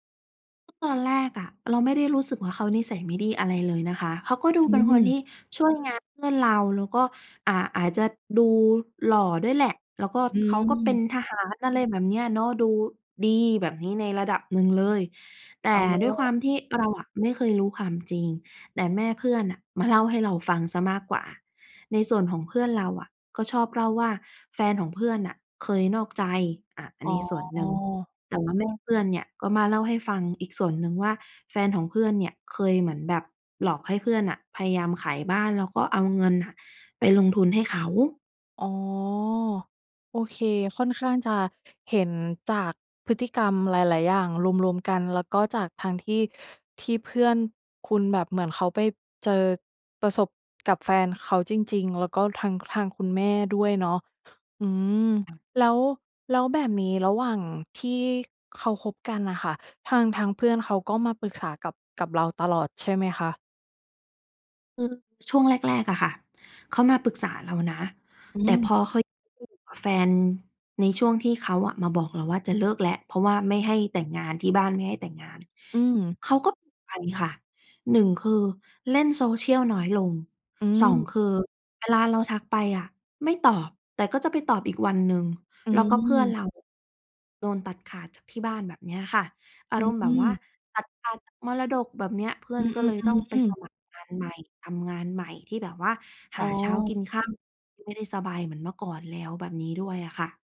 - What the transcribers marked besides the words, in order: other background noise; tapping
- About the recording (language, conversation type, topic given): Thai, advice, เพื่อนสนิทของคุณเปลี่ยนไปอย่างไร และความสัมพันธ์ของคุณกับเขาหรือเธอเปลี่ยนไปอย่างไรบ้าง?